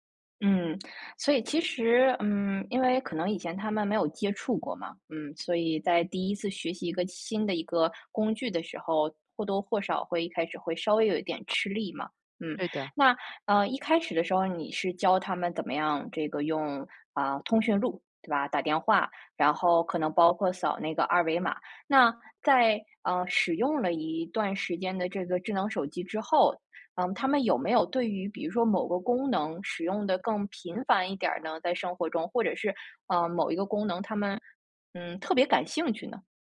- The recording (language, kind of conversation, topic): Chinese, podcast, 你会怎么教父母用智能手机，避免麻烦？
- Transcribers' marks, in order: none